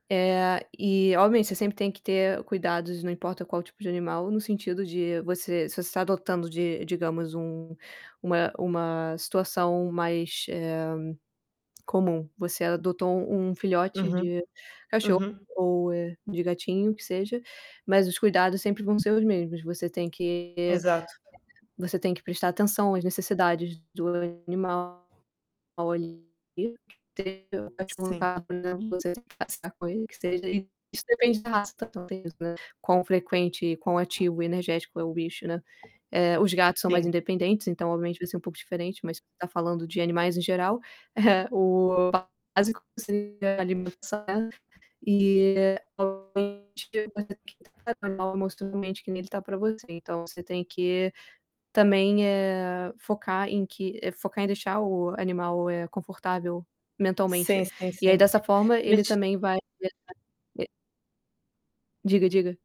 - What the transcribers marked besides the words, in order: static; distorted speech; other background noise; tapping; unintelligible speech; unintelligible speech
- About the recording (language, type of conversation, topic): Portuguese, unstructured, Qual é a importância dos animais de estimação na vida das pessoas?